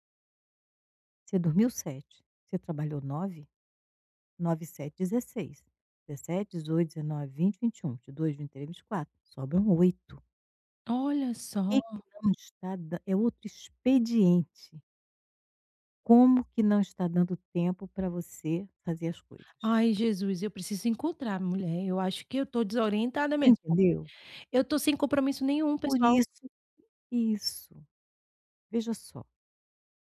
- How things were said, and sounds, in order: none
- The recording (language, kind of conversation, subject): Portuguese, advice, Como posso decidir entre compromissos pessoais e profissionais importantes?